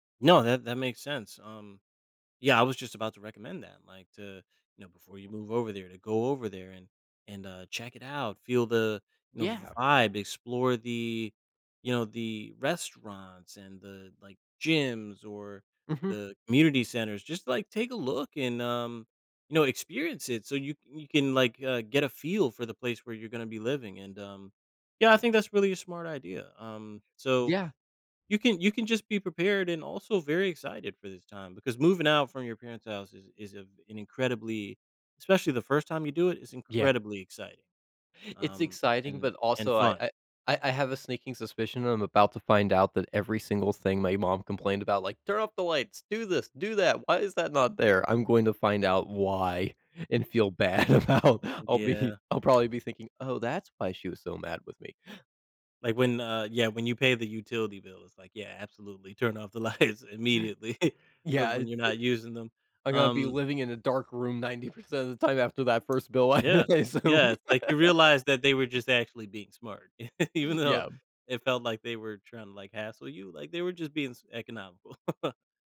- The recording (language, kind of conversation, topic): English, advice, How can I settle into a new city?
- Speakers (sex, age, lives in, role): male, 20-24, United States, user; male, 35-39, United States, advisor
- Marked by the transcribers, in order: other background noise; laughing while speaking: "bad about"; laughing while speaking: "be"; laughing while speaking: "lights immediately"; tapping; laughing while speaking: "I I assume"; chuckle; chuckle; laughing while speaking: "Even though"; chuckle